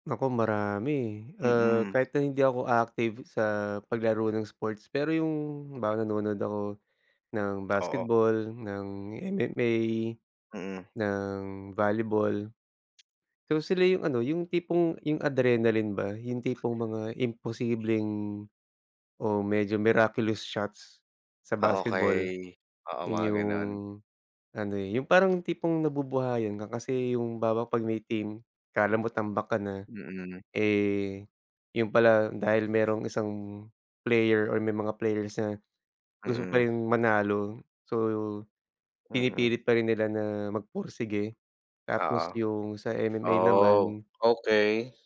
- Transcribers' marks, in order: "halimbawa" said as "bawa"; in English: "adrenaline"; in English: "miraculous shots"
- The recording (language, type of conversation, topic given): Filipino, unstructured, Ano ang pinakamasayang bahagi ng paglalaro ng isports para sa’yo?